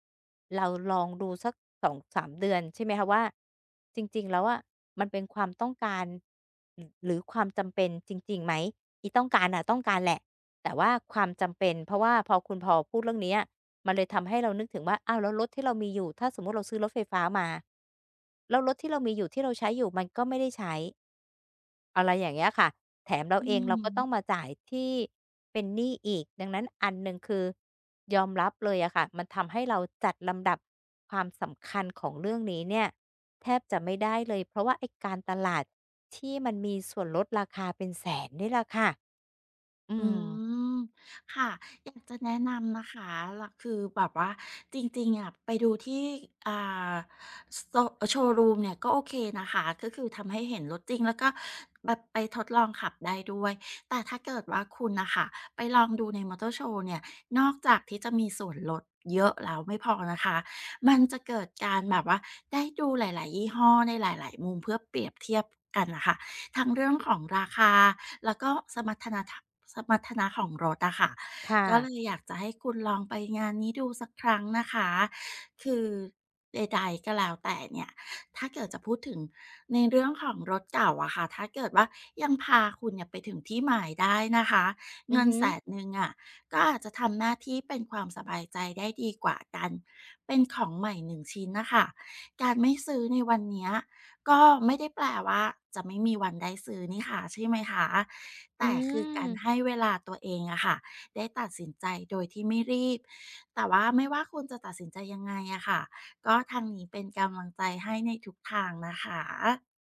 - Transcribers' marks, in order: tapping; other background noise; drawn out: "อืม"
- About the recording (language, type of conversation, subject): Thai, advice, จะจัดลำดับความสำคัญระหว่างการใช้จ่ายเพื่อความสุขตอนนี้กับการออมเพื่ออนาคตได้อย่างไร?